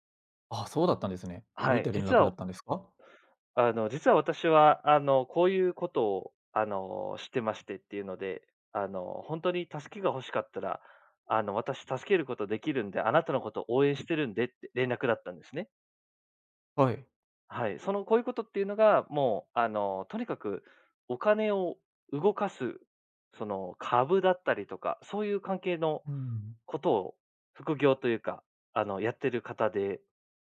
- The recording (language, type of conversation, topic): Japanese, podcast, 偶然の出会いで人生が変わったことはありますか？
- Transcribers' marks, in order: none